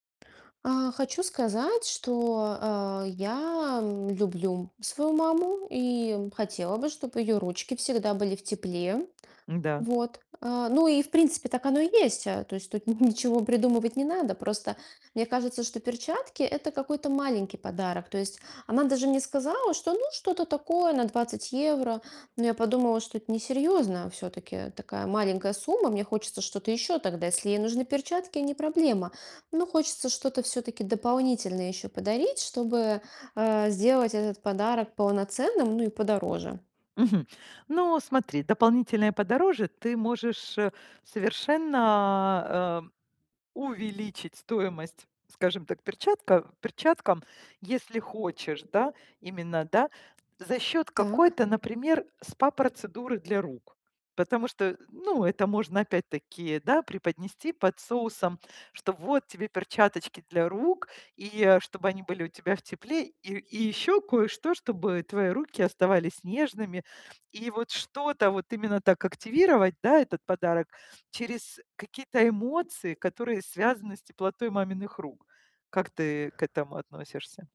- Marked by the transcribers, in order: mechanical hum; laughing while speaking: "ничего"; tapping
- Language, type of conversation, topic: Russian, advice, Как выбрать идеальный подарок для близкого человека на любой случай?